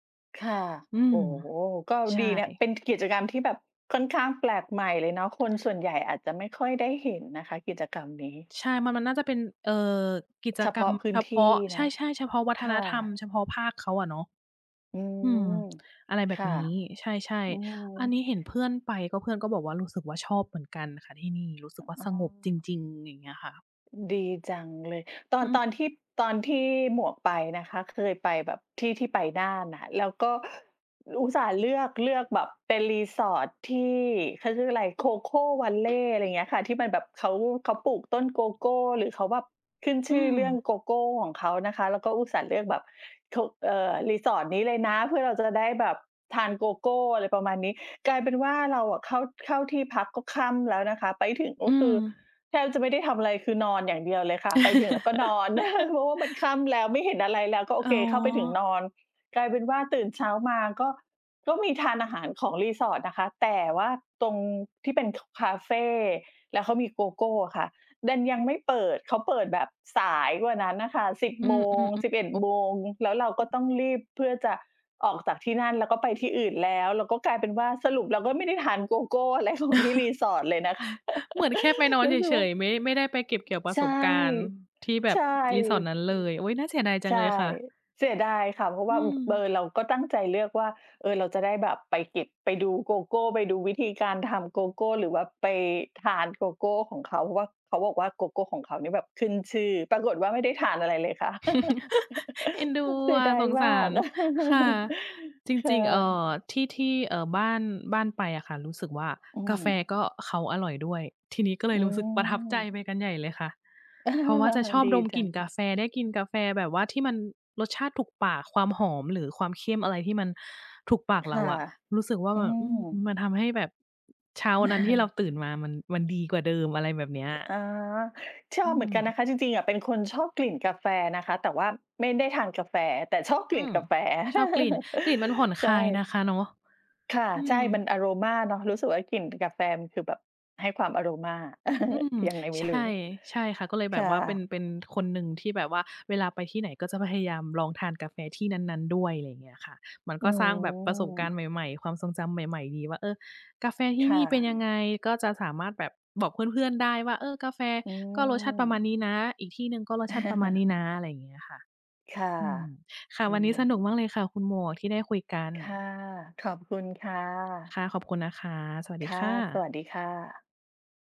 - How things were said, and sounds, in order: other background noise; laugh; laughing while speaking: "อะไรของ"; laugh; laugh; laugh; laughing while speaking: "เออ"; chuckle; laugh; laugh; laugh
- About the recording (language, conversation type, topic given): Thai, unstructured, ที่ไหนในธรรมชาติที่ทำให้คุณรู้สึกสงบที่สุด?